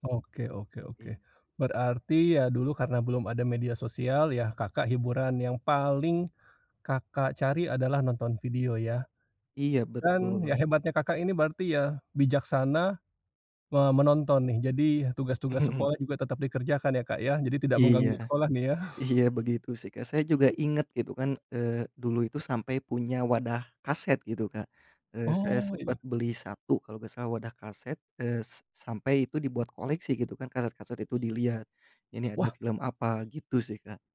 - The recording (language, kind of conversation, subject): Indonesian, podcast, Bagaimana menurut kamu media sosial mengubah cara kita menonton video?
- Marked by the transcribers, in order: other background noise; chuckle; laughing while speaking: "Iya"; chuckle